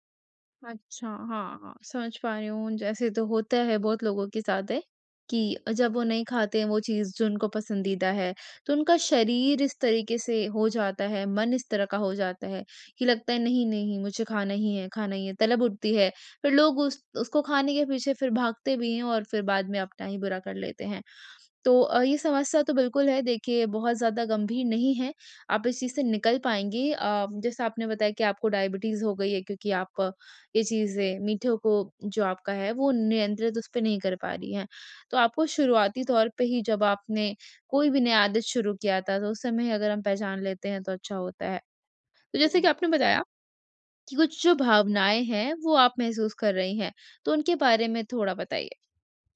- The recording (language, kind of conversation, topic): Hindi, advice, भूख और तृप्ति को पहचानना
- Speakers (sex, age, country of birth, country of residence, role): female, 45-49, India, India, advisor; female, 45-49, India, India, user
- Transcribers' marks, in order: tapping; other background noise; unintelligible speech